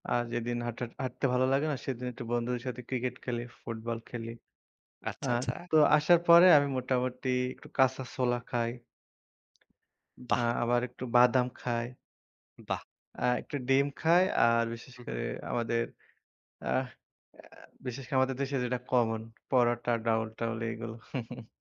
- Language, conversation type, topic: Bengali, unstructured, শরীর সুস্থ রাখতে আপনার মতে কোন ধরনের খাবার সবচেয়ে বেশি প্রয়োজন?
- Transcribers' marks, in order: tapping; chuckle